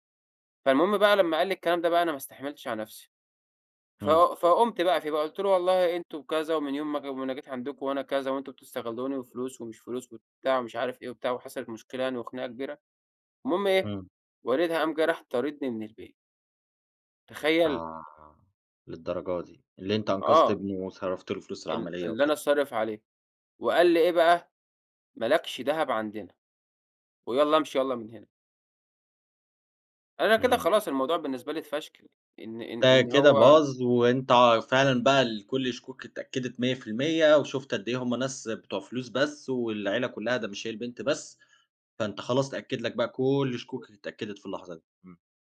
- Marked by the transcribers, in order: other background noise
- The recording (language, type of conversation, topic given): Arabic, podcast, إزاي تقدر تبتدي صفحة جديدة بعد تجربة اجتماعية وجعتك؟